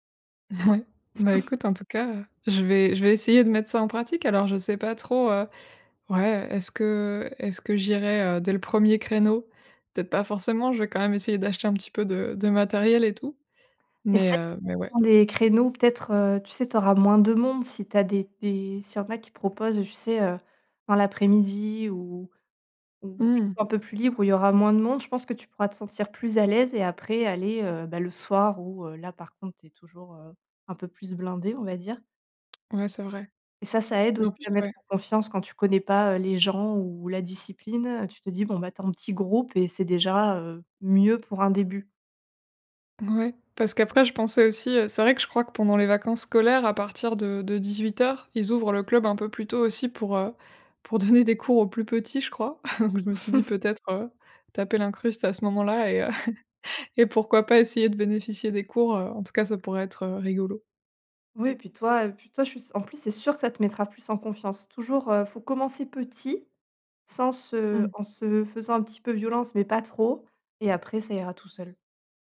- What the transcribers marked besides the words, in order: laughing while speaking: "Ouais"; chuckle; other background noise; tongue click; stressed: "ça"; stressed: "mieux"; laughing while speaking: "pour donner"; chuckle; chuckle; stressed: "petit"
- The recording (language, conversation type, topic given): French, advice, Comment surmonter ma peur d’échouer pour essayer un nouveau loisir ou un nouveau sport ?